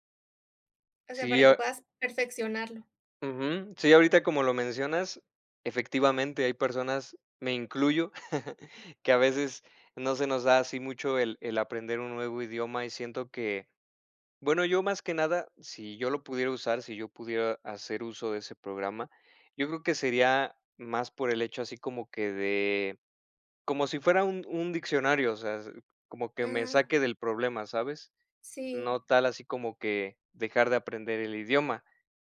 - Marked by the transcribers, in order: chuckle
- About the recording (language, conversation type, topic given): Spanish, unstructured, ¿Te sorprende cómo la tecnología conecta a personas de diferentes países?